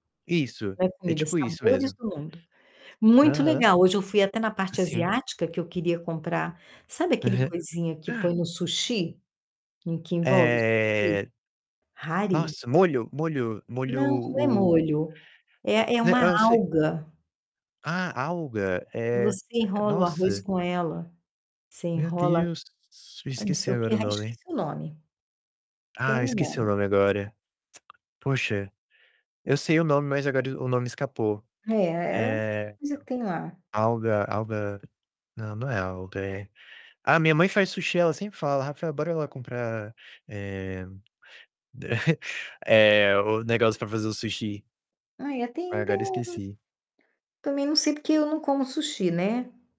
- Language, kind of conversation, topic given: Portuguese, unstructured, Como você costuma passar o tempo com sua família?
- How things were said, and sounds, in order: distorted speech; chuckle; tapping; tongue click; chuckle